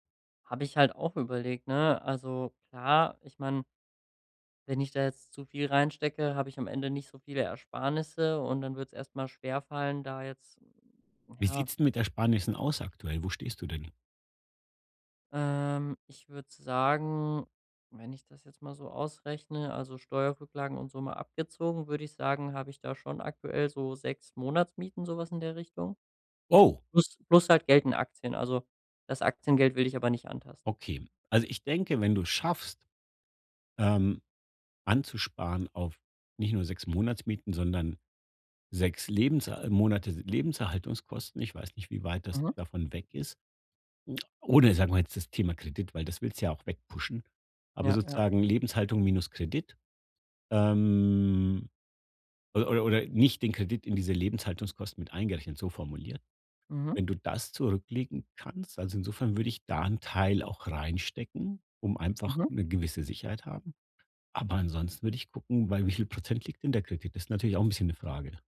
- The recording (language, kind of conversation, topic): German, advice, Wie kann ich in der frühen Gründungsphase meine Liquidität und Ausgabenplanung so steuern, dass ich das Risiko gering halte?
- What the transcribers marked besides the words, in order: surprised: "Oh"; drawn out: "ähm"